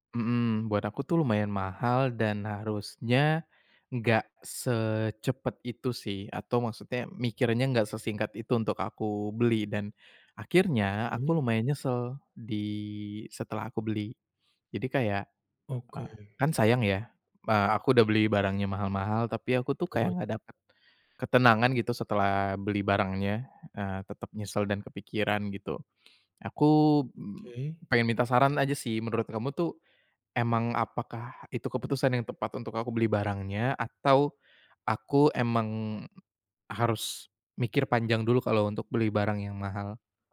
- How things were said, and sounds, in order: unintelligible speech; other background noise
- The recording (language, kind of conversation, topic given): Indonesian, advice, Bagaimana cara mengatasi rasa bersalah setelah membeli barang mahal yang sebenarnya tidak perlu?